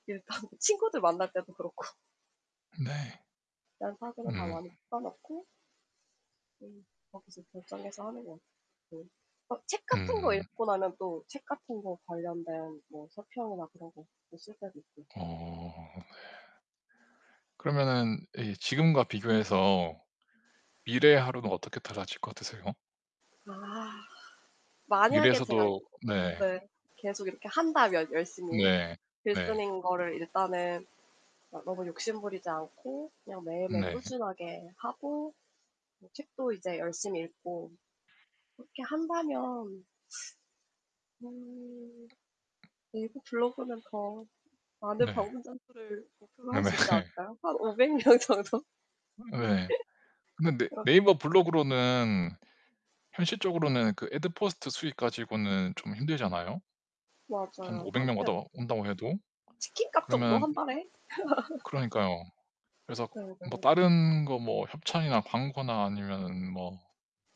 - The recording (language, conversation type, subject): Korean, unstructured, 꿈꾸는 미래의 하루는 어떤 모습인가요?
- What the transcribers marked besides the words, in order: static; laughing while speaking: "일단"; other background noise; laughing while speaking: "그렇고"; distorted speech; laughing while speaking: "네네"; laughing while speaking: "명 정도?"; laugh